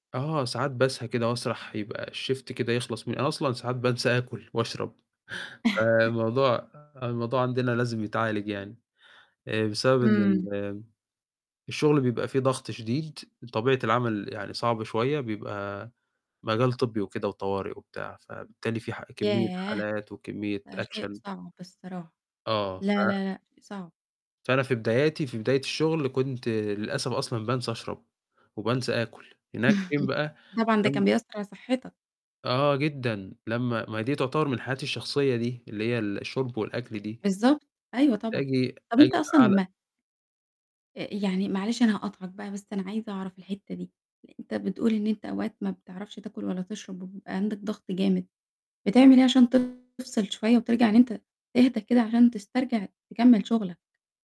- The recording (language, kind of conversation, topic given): Arabic, podcast, إزاي تحافظ على توازنِك بين الشغل وحياتك الشخصية؟
- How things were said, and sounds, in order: mechanical hum; in English: "الشيفت"; chuckle; distorted speech; in English: "أكشن"; chuckle